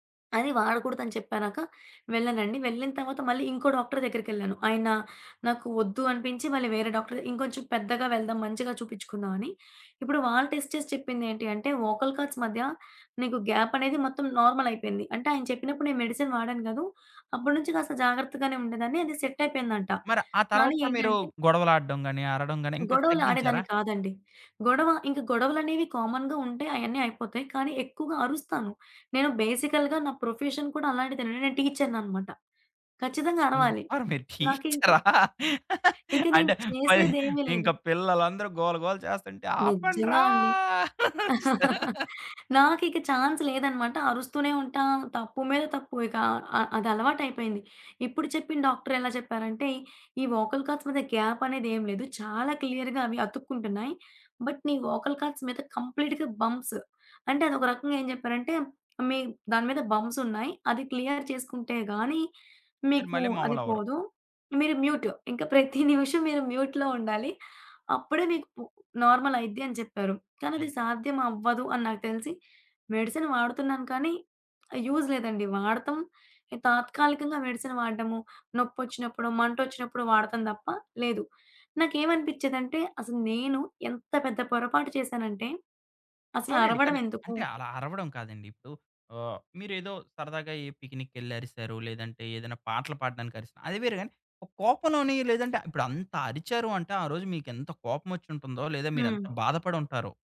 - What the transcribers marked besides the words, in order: lip smack; in English: "టెస్ట్"; in English: "ఓకల్ కార్ట్స్"; in English: "గ్యాప్"; in English: "మెడిసిన్"; in English: "కామన్‌గా"; in English: "బేసికల్‌గా"; in English: "ప్రొఫెషన్"; other background noise; laughing while speaking: "అంటే, పది ఇంక పిల్లలందరూ గోల గోల చేస్తంటే ఆపండ్రా అనేసార?"; chuckle; in English: "ఛాన్స్"; in English: "ఓకల్ కార్ట్స్"; in English: "క్లియర్‌గా"; in English: "బట్"; in English: "ఓకల్ కార్ట్స్"; in English: "కంప్లీట్‌గా బంప్స్"; in English: "క్లియర్"; in English: "మ్యూట్"; giggle; in English: "మ్యూట్‌లో"; in English: "మెడిసిన్"; tapping; in English: "యూజ్"; in English: "మెడిసన్"
- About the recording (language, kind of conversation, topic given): Telugu, podcast, పొరపాట్ల నుంచి నేర్చుకోవడానికి మీరు తీసుకునే చిన్న అడుగులు ఏవి?